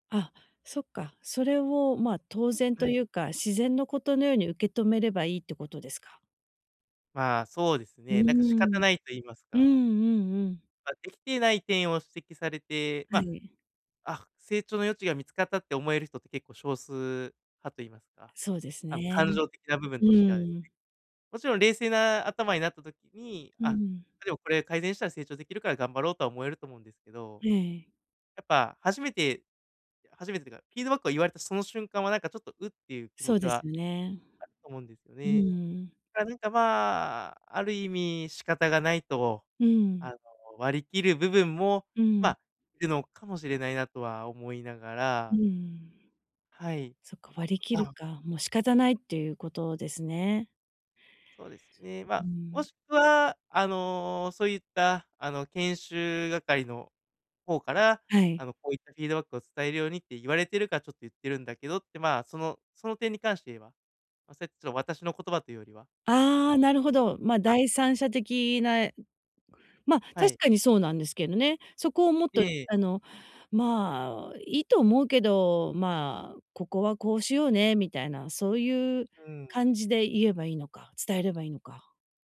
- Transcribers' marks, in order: other background noise
- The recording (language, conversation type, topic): Japanese, advice, 相手を傷つけずに建設的なフィードバックを伝えるにはどうすればよいですか？